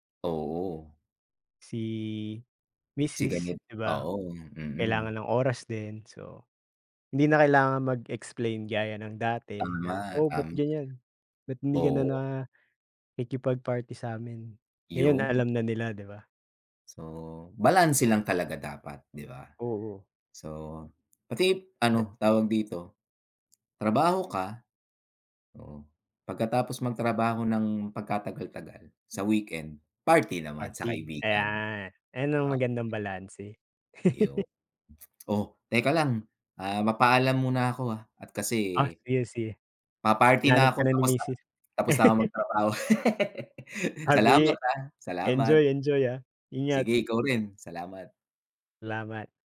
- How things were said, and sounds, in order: tapping; other background noise; chuckle; dog barking; laugh
- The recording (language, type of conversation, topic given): Filipino, unstructured, Paano mo binabalanse ang oras para sa trabaho at oras para sa mga kaibigan?